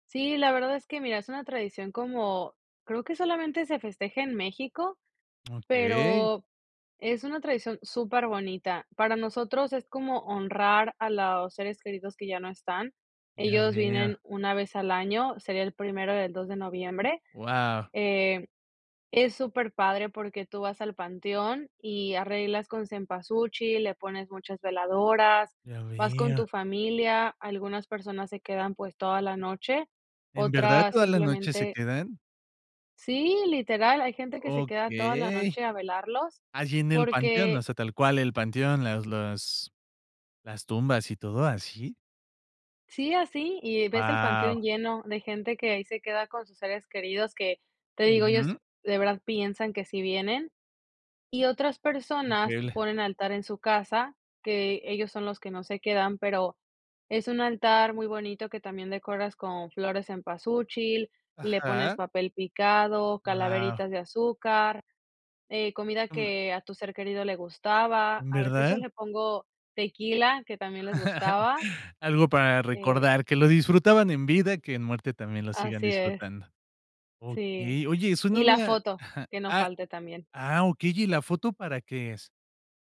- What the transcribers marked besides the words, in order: other background noise; laugh; chuckle
- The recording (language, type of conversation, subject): Spanish, podcast, ¿Cómo intentas transmitir tus raíces a la próxima generación?